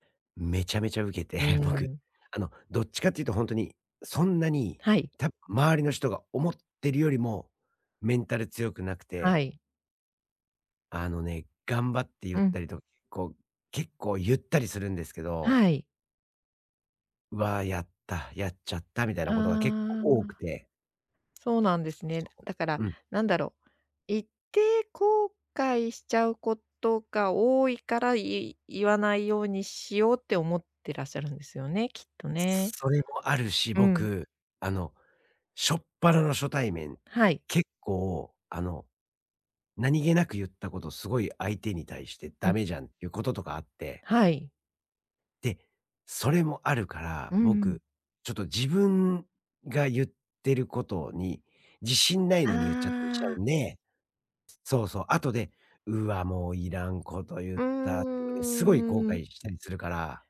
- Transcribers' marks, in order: laughing while speaking: "うけて僕"; tapping; other background noise; drawn out: "うーん"
- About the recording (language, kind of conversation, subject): Japanese, advice, 相手の反応を気にして本音を出せないとき、自然に話すにはどうすればいいですか？